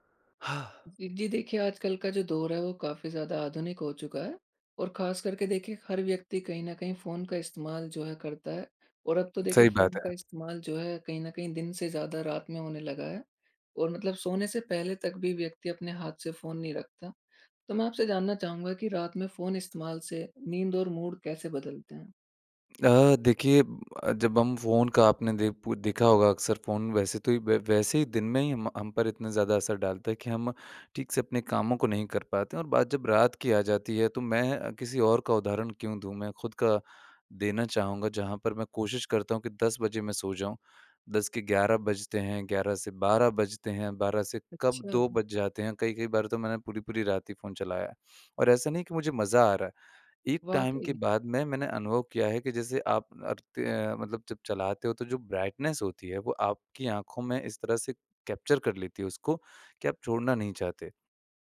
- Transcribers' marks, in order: exhale; in English: "मूड"; in English: "टाइम"; "करते" said as "अरते"; in English: "ब्राइटनेस"; in English: "कैप्चर"
- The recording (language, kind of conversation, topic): Hindi, podcast, रात में फोन इस्तेमाल करने से आपकी नींद और मूड पर क्या असर पड़ता है?